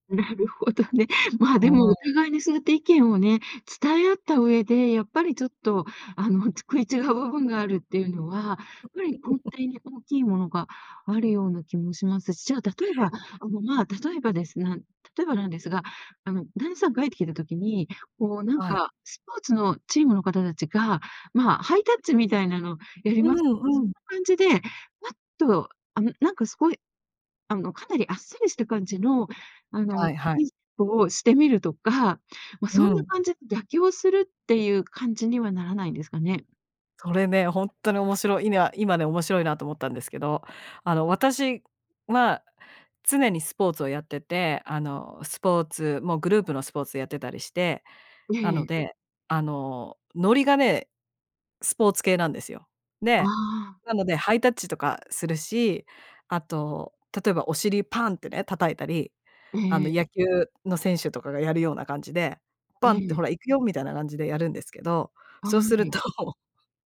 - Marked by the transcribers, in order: other background noise; chuckle
- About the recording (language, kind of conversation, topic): Japanese, podcast, 愛情表現の違いが摩擦になることはありましたか？